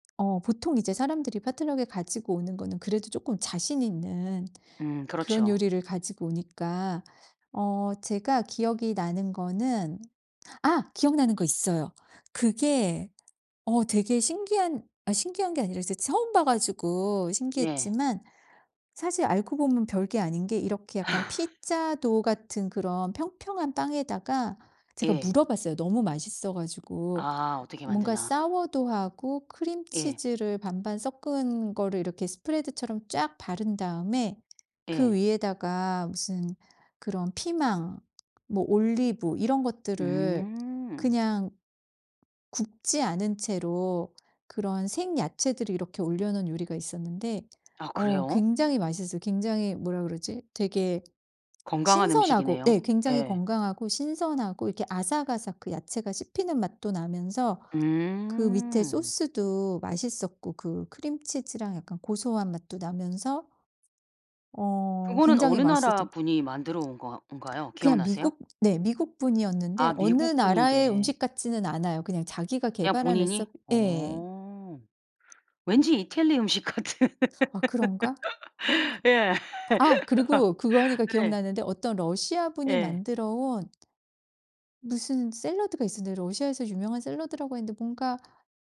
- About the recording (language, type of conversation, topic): Korean, podcast, 각자 음식을 가져오는 모임을 준비할 때 유용한 팁이 있나요?
- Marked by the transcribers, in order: other background noise; in English: "포트럭에"; laugh; laughing while speaking: "같은. 예"; laugh